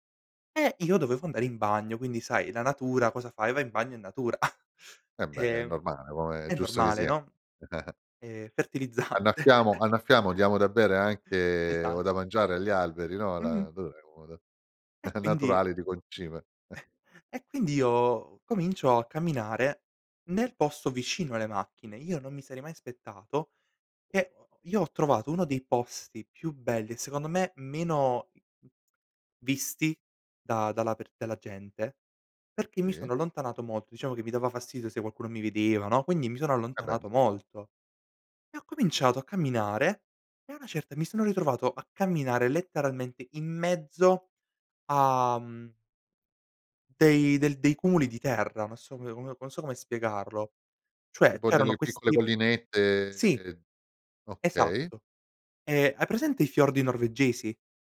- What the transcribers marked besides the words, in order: chuckle; laughing while speaking: "fertilizzante"; chuckle; chuckle; other noise; "cioè" said as "ceh"
- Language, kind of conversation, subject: Italian, podcast, Raccontami un’esperienza in cui la natura ti ha sorpreso all’improvviso?
- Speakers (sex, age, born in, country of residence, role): male, 18-19, Italy, Italy, guest; male, 50-54, Germany, Italy, host